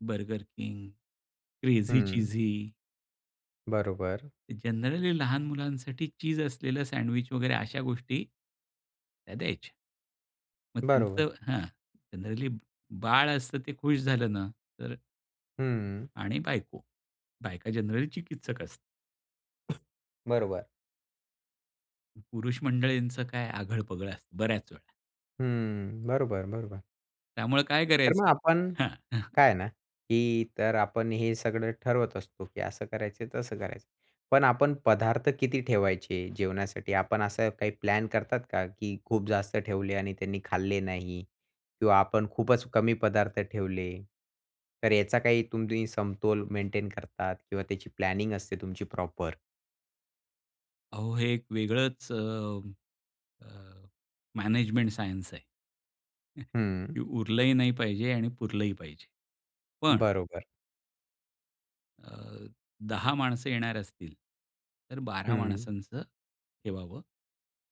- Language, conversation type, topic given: Marathi, podcast, तुम्ही पाहुण्यांसाठी मेनू कसा ठरवता?
- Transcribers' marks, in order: other background noise; cough; tapping; chuckle